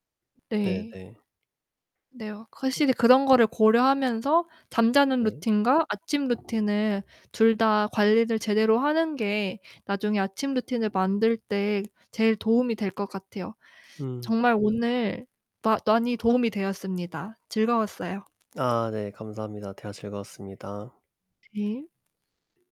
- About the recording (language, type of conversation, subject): Korean, podcast, 요즘 아침에는 어떤 루틴으로 하루를 시작하시나요?
- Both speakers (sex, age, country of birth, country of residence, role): female, 25-29, South Korea, Netherlands, host; male, 25-29, South Korea, South Korea, guest
- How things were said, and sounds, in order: static; distorted speech; background speech; other background noise